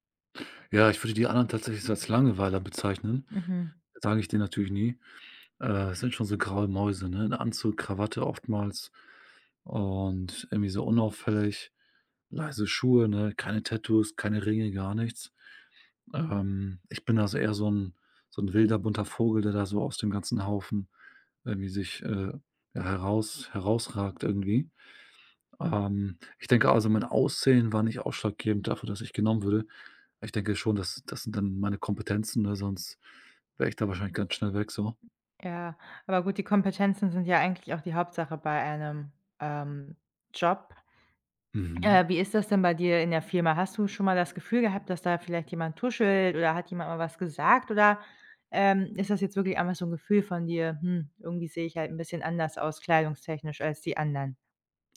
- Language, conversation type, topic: German, advice, Wie fühlst du dich, wenn du befürchtest, wegen deines Aussehens oder deines Kleidungsstils verurteilt zu werden?
- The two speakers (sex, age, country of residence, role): female, 30-34, Germany, advisor; male, 40-44, Germany, user
- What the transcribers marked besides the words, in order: none